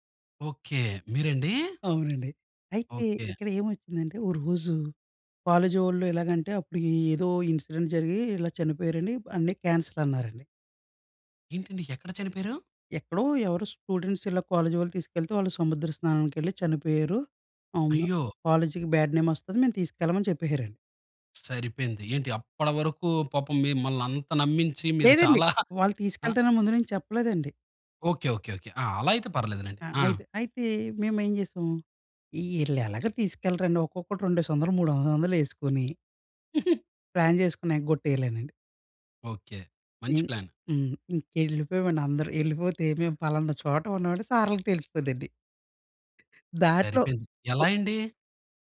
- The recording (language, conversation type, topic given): Telugu, podcast, ప్రకృతిలో మీరు అనుభవించిన అద్భుతమైన క్షణం ఏమిటి?
- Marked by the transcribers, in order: in English: "ఇన్సిడెంట్"; in English: "క్యాన్సిల్"; in English: "స్టూడెంట్స్"; in English: "బ్యాడ్ నేమ్"; "చెప్పేసారండి" said as "చెప్పేహరండి"; chuckle; laugh; in English: "ప్లాన్"; in English: "ప్లాన్"